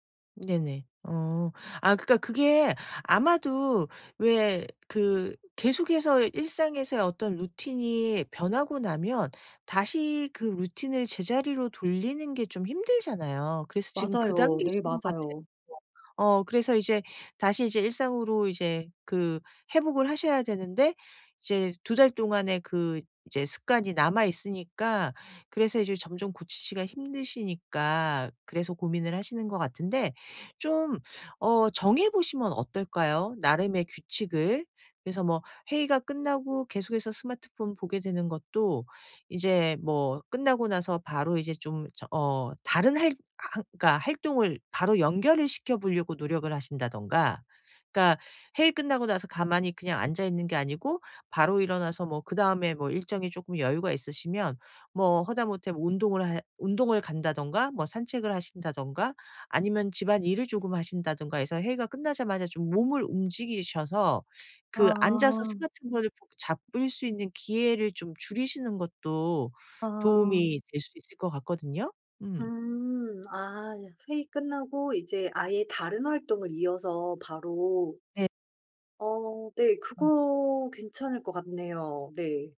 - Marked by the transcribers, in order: tapping
- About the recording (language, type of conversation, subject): Korean, advice, 디지털 환경의 자극이 많아 생활에 방해가 되는데, 어떻게 관리하면 좋을까요?